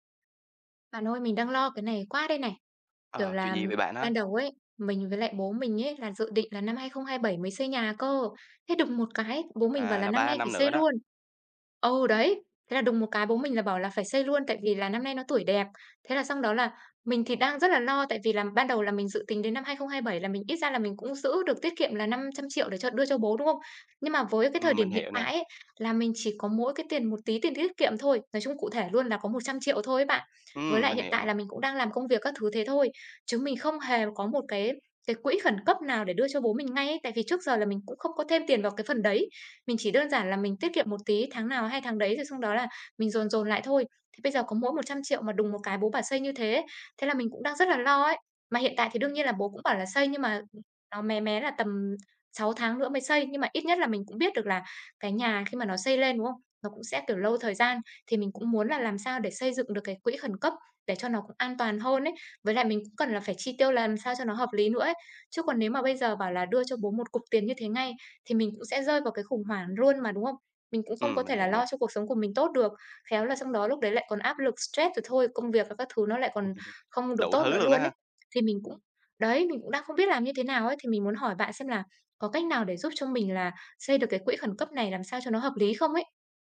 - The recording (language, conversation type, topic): Vietnamese, advice, Làm sao để lập quỹ khẩn cấp khi hiện tại tôi chưa có và đang lo về các khoản chi phí bất ngờ?
- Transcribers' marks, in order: tapping; other background noise; chuckle